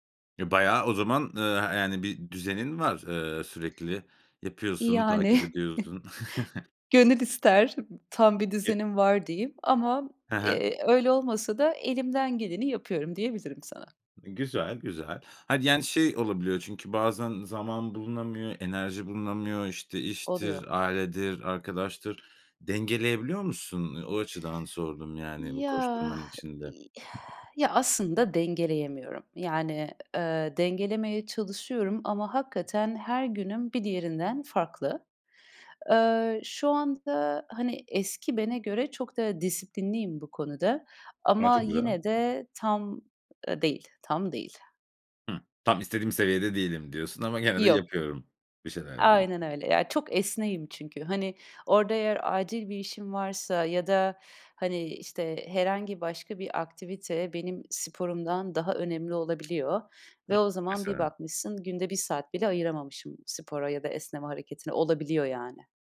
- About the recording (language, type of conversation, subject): Turkish, podcast, Evde sakinleşmek için uyguladığın küçük ritüeller nelerdir?
- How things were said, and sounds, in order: tapping; chuckle; other noise; chuckle; other background noise; exhale; unintelligible speech